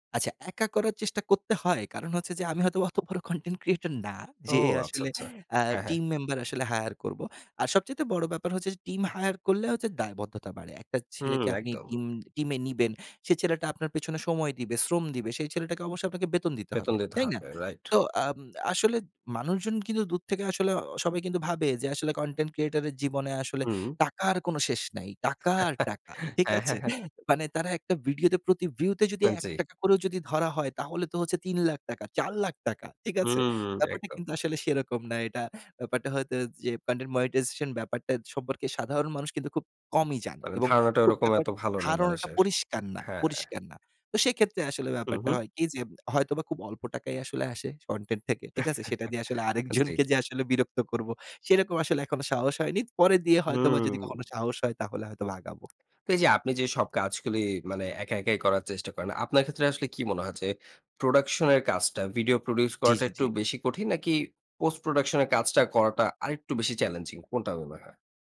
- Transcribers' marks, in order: laughing while speaking: "অত বড় কনটেন্ট ক্রিয়েটর"; other background noise; chuckle; chuckle; laughing while speaking: "আরেকজনকে"
- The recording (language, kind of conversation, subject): Bengali, podcast, কনটেন্ট তৈরি করার সময় মানসিক চাপ কীভাবে সামলান?